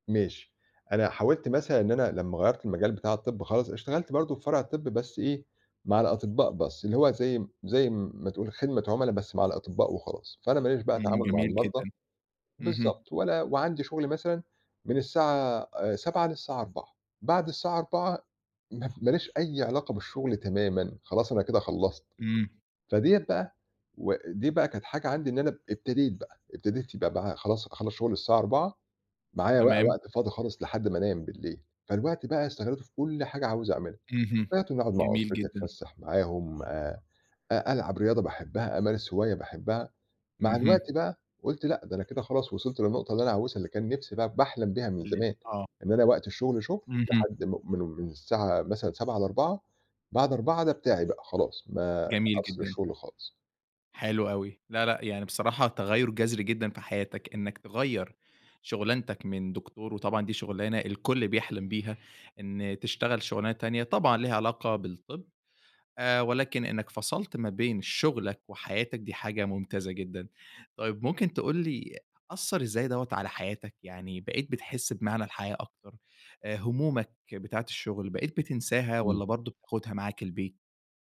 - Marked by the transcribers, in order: "بقى" said as "وقى"; tapping
- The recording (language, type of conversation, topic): Arabic, podcast, إزاي بتحافظ على توازن بين الشغل والحياة؟